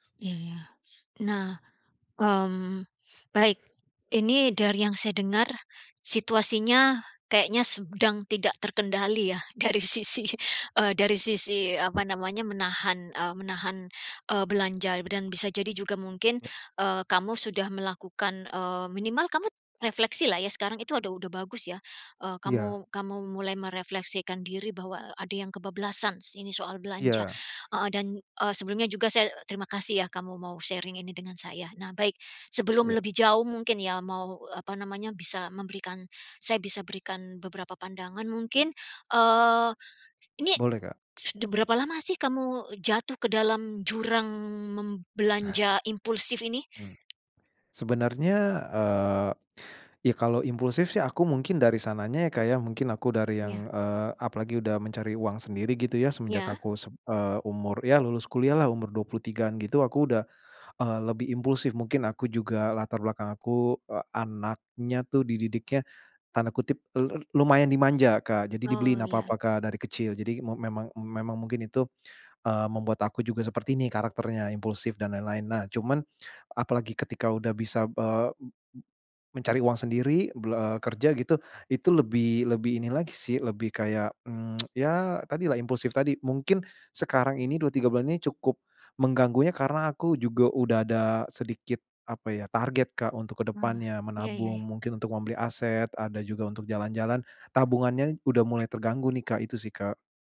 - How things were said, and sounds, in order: laughing while speaking: "dari sisi"; in English: "sharing"; other background noise; tapping; tsk
- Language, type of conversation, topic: Indonesian, advice, Bagaimana cara menahan diri saat ada diskon besar atau obral kilat?